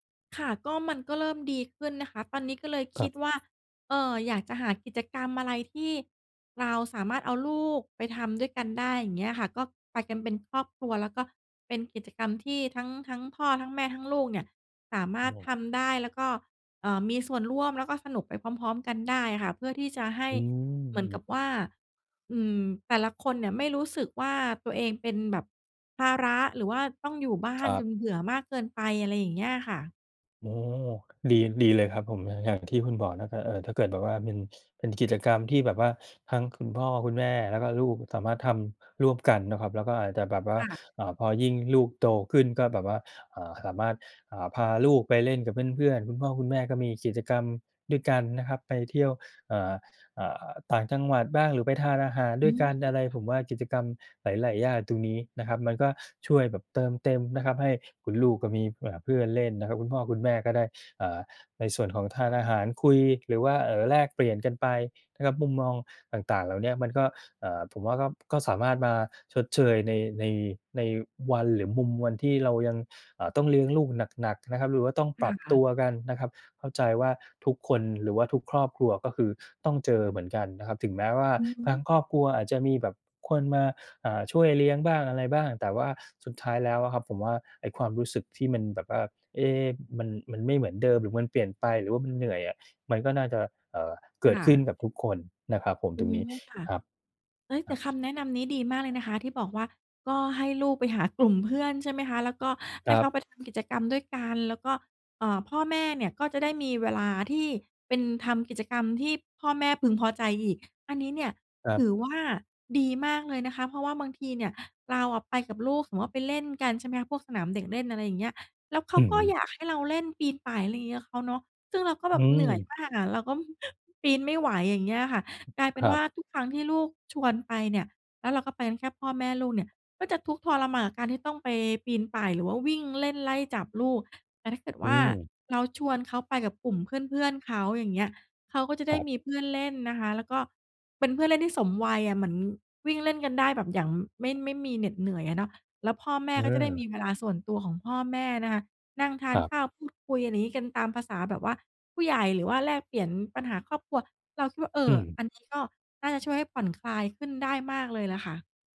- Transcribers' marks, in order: other background noise; laughing while speaking: "กลุ่ม"; chuckle
- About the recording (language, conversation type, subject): Thai, advice, คุณรู้สึกเหมือนสูญเสียความเป็นตัวเองหลังมีลูกหรือแต่งงานไหม?